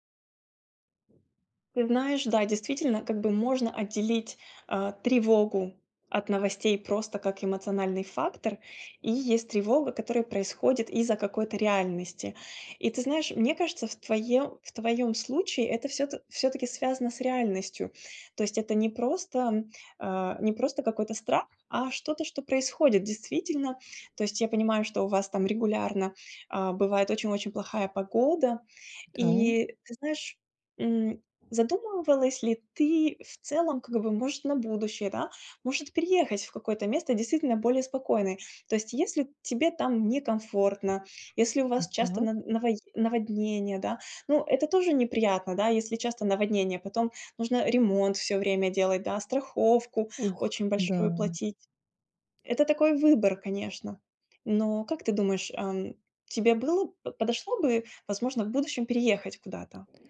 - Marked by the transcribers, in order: tapping; other background noise
- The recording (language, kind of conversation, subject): Russian, advice, Как справиться с тревогой из-за мировых новостей?